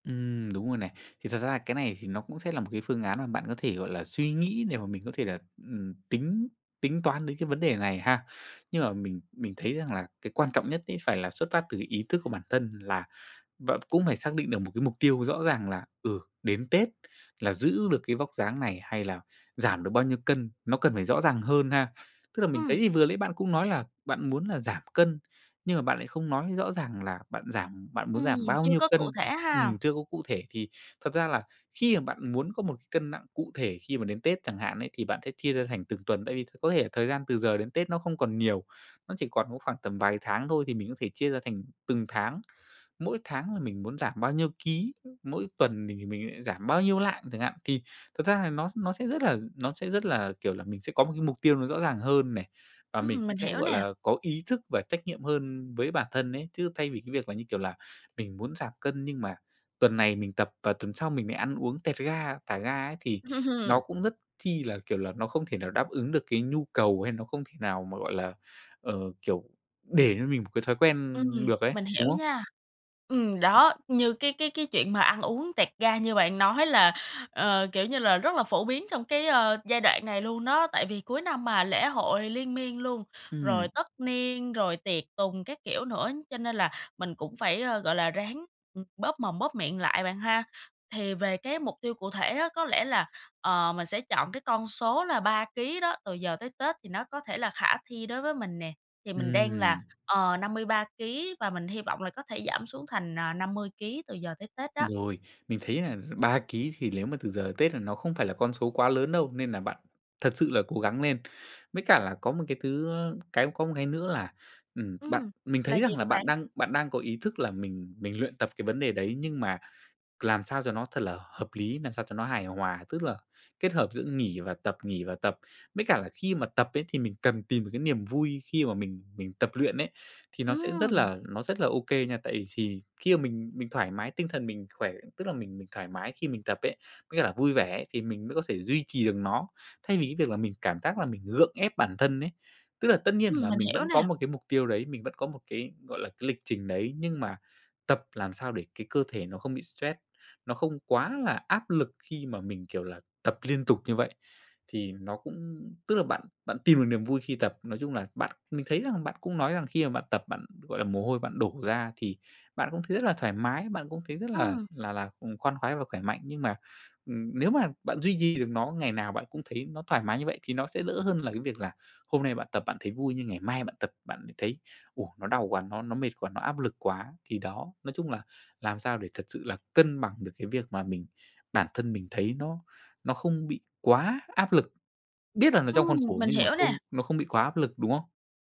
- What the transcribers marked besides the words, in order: tapping; other background noise; laugh; "làm" said as "nàm"
- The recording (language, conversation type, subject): Vietnamese, advice, Vì sao bạn thiếu động lực để duy trì thói quen tập thể dục?